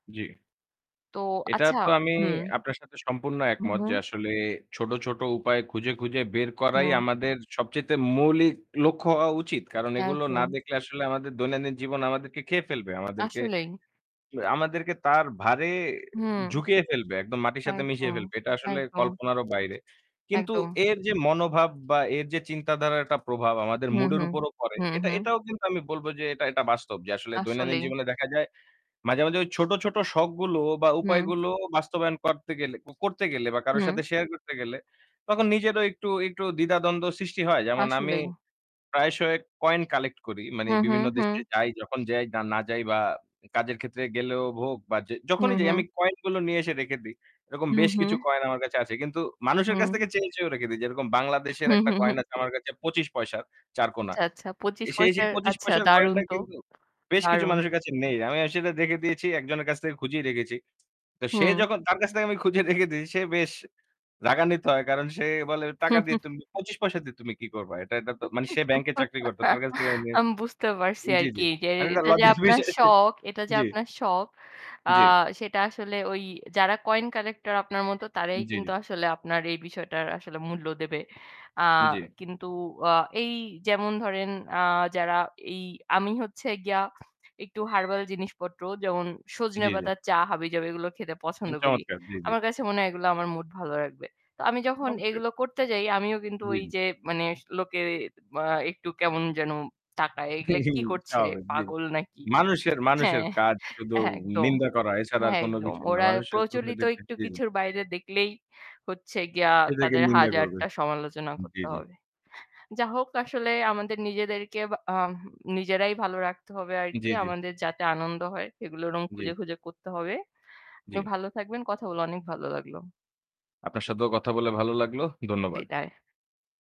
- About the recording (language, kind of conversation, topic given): Bengali, unstructured, দৈনন্দিন জীবনে সুখ খুঁজে পাওয়ার ছোট ছোট উপায় কী কী?
- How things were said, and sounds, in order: static; tapping; other background noise; distorted speech; chuckle; laugh; chuckle; chuckle; laughing while speaking: "হ্যাঁ একদম"; "গিয়ে" said as "গিয়া"